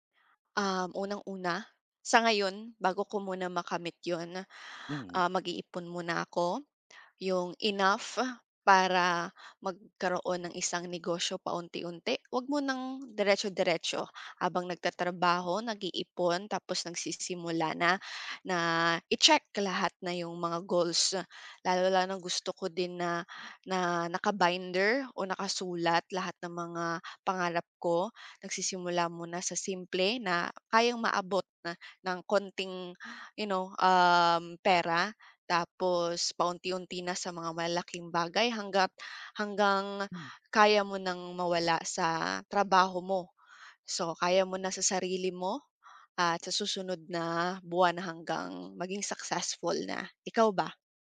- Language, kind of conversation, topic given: Filipino, unstructured, Paano mo nakikita ang sarili mo sa loob ng sampung taon?
- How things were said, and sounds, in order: tapping; other background noise